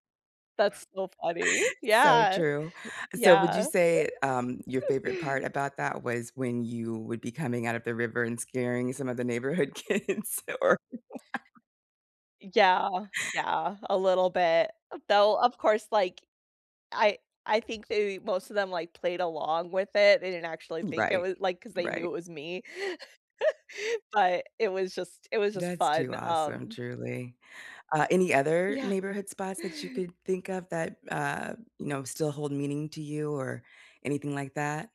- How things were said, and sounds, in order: chuckle; laughing while speaking: "kids or"; laugh; laugh
- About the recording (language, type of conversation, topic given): English, unstructured, Which neighborhood spots feel most special to you, and what makes them your favorites?
- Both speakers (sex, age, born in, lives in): female, 35-39, United States, United States; female, 40-44, United States, United States